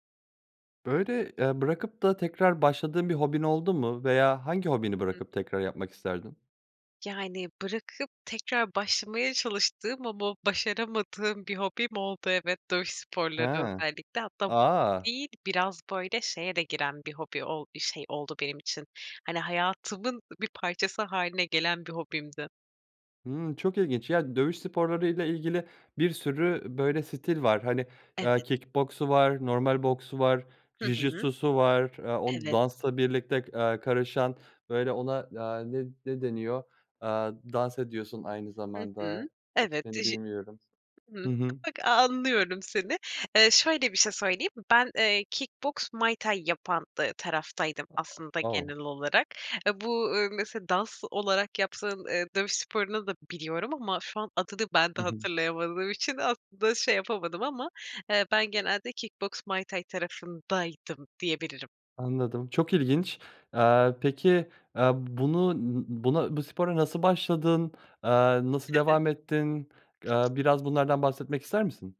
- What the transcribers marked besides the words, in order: unintelligible speech; other background noise; laughing while speaking: "hatırlayamadığım için aslında"; chuckle
- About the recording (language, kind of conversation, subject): Turkish, podcast, Bıraktığın hangi hobiye yeniden başlamak isterdin?